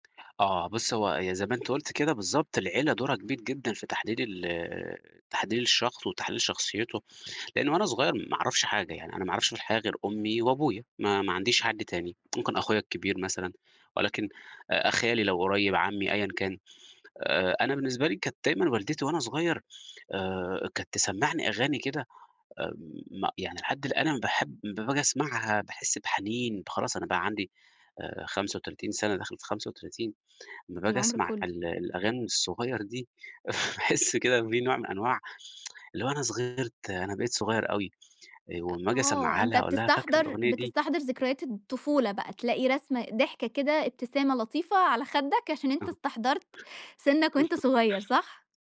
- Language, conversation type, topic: Arabic, podcast, إيه دور العيلة في هويتك الفنية؟
- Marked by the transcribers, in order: tapping; chuckle; tsk; chuckle